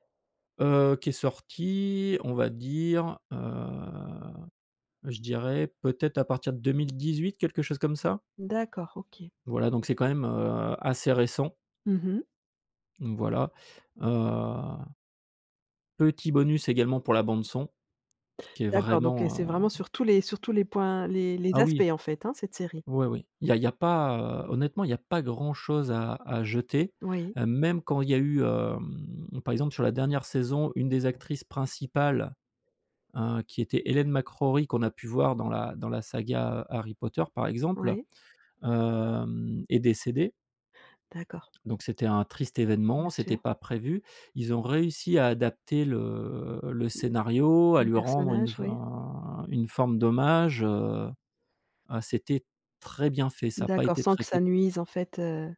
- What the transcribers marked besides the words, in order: drawn out: "heu"; drawn out: "hem"; drawn out: "hem"; other noise; drawn out: "fin"
- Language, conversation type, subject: French, podcast, Quelle série recommanderais-tu à tout le monde en ce moment ?